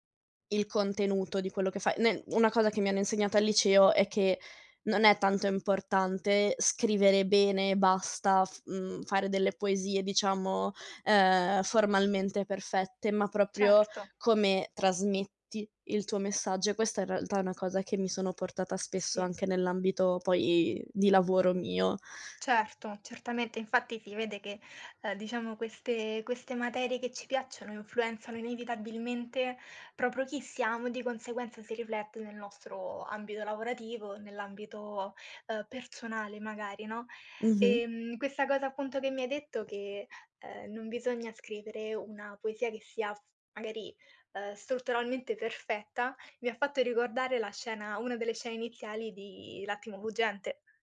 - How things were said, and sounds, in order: other background noise; tapping; "si" said as "fi"; "proprio" said as "propro"
- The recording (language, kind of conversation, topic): Italian, unstructured, Qual è stata la tua materia preferita a scuola e perché?